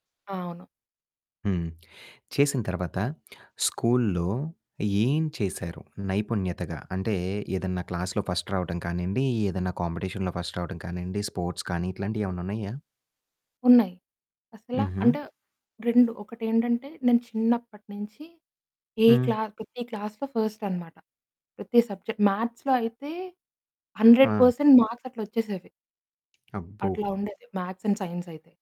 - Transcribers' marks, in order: in English: "క్లాస్‌లో ఫస్ట్"; in English: "కాంపిటీషన్‌లో ఫస్ట్"; in English: "స్పోర్ట్స్"; static; distorted speech; in English: "క్లాస్"; in English: "క్లాస్‌లో ఫస్ట్"; tapping; in English: "సబ్జెక్ట్ మ్యాథ్స్‌లో"; in English: "హండ్రెడ్ పర్సెంట్ మార్క్స్"; in English: "మ్యాథ్స్ అండ్ సైన్స్"
- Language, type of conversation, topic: Telugu, podcast, మీ కుటుంబం మీ గుర్తింపును ఎలా చూస్తుంది?